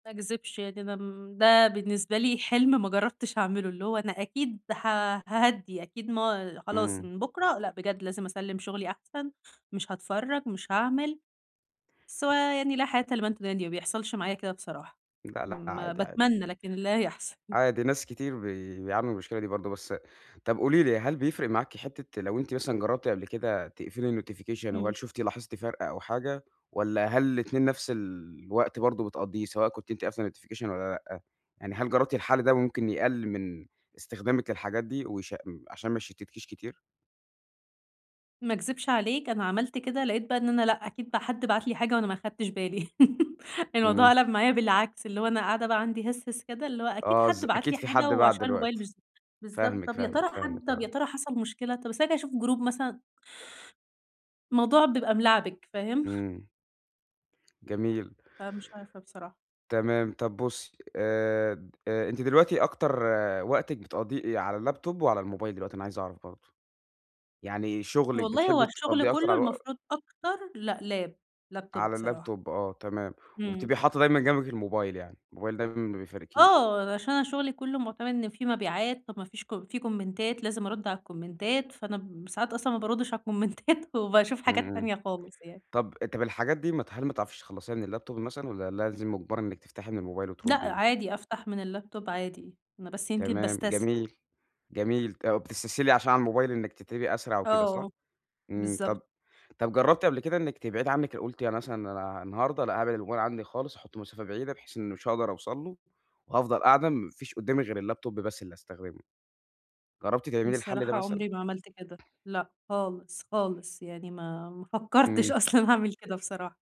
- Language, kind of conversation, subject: Arabic, advice, إزاي أقاوم المشتتات وأفضل مركز خلال جلسات الإبداع الطويلة؟
- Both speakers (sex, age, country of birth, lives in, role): female, 20-24, Egypt, Egypt, user; male, 20-24, Egypt, Egypt, advisor
- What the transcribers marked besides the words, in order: other background noise; chuckle; in English: "الnotification"; in English: "الnotification"; laugh; in English: "الgroup"; in English: "الlaptop"; in English: "lap، laptop"; in English: "الlaptop"; tapping; in English: "كومنتات"; in English: "الكومنتات"; laughing while speaking: "الكومنتات"; in English: "الكومنتات"; in English: "الlaptop"; in English: "الlaptop"; in English: "الlaptop"; laughing while speaking: "ما فكّرتش أصلًا اعمل كده بصراحة"